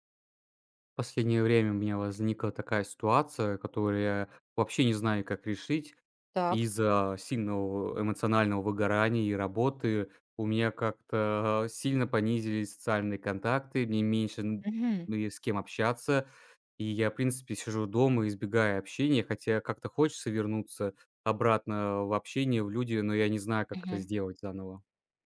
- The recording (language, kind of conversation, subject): Russian, advice, Почему из‑за выгорания я изолируюсь и избегаю социальных контактов?
- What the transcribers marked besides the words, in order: tapping